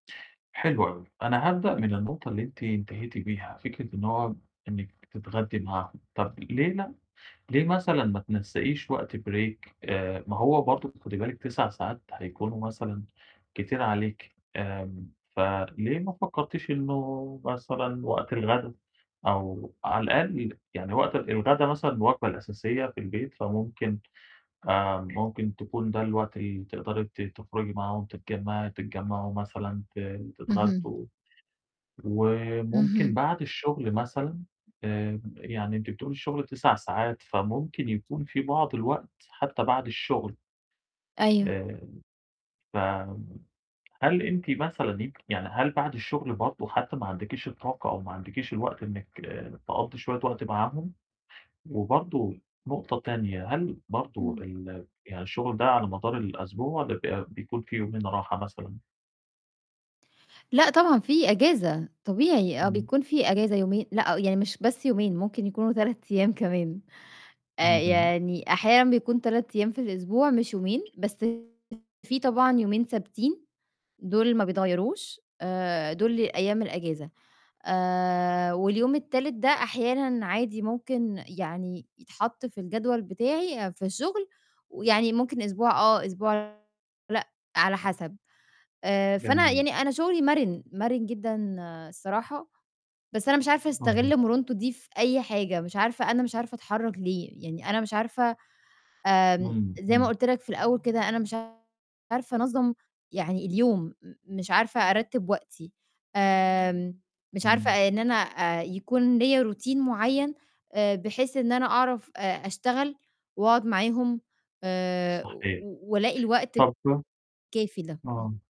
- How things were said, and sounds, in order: static; in English: "break؟"; distorted speech; unintelligible speech; in English: "routine"; tapping
- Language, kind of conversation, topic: Arabic, advice, إزاي أقدر أوازن بين وقت الشغل ووقت العيلة من غير ما أحس بضغط أو ذنب؟